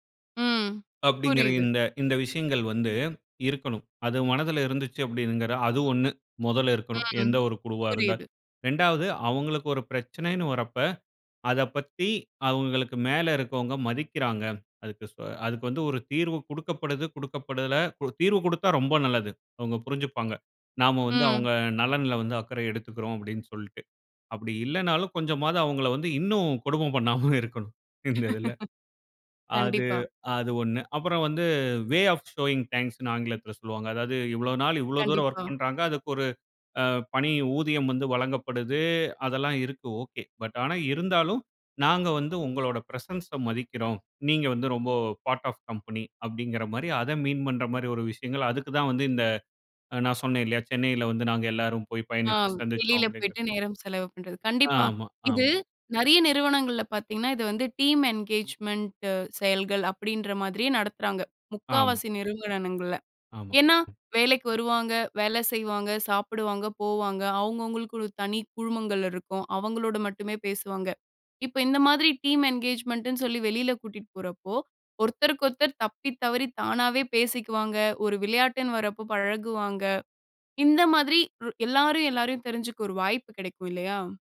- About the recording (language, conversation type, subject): Tamil, podcast, குழுவில் ஒத்துழைப்பை நீங்கள் எப்படிப் ஊக்குவிக்கிறீர்கள்?
- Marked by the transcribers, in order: other background noise; laughing while speaking: "பண்ணாம இருக்கணும்"; laugh; in English: "வே ஆஃப் ஷோயிங் தேங்க்ஸ்ன்னு"; in English: "பிரசன்ஸ"; in English: "பார்ட் ஆஃப் கம்பனி"; in English: "டீம் என்கேஜ்மெண்ட்"; "நிறுவனங்கள்ல" said as "நிறுன்வனங்கள்ல"; other noise; in English: "டீம் என்கேஜ்மெண்ட்"